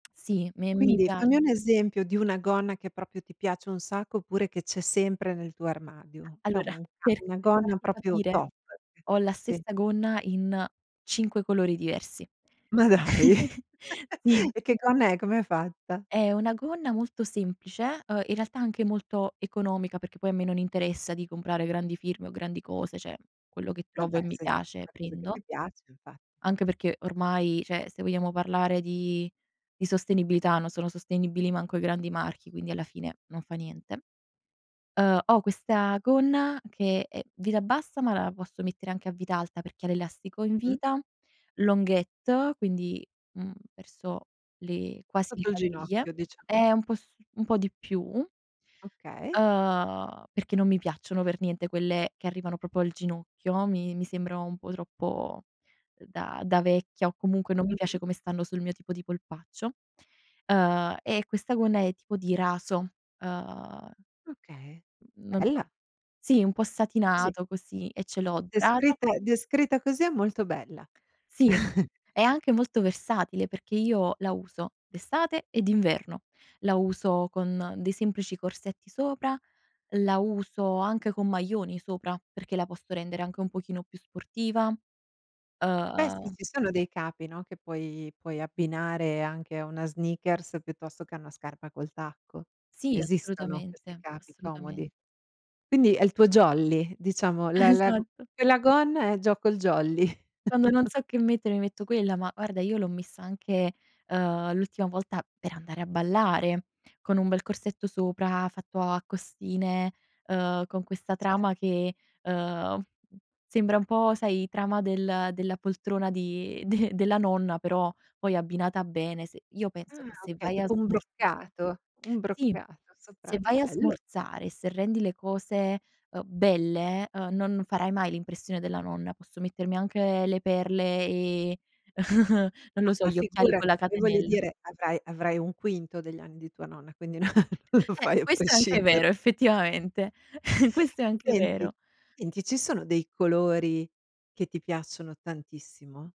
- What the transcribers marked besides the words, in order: tongue click; other noise; "Cioè" said as "ceh"; laughing while speaking: "Ma dai!"; chuckle; "cioè" said as "ceh"; "cioè" said as "ceh"; in French: "longuette"; chuckle; chuckle; other background noise; chuckle; laughing while speaking: "no non lo fai a prescindere"; chuckle
- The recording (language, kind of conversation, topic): Italian, podcast, Come descriveresti il tuo stile personale?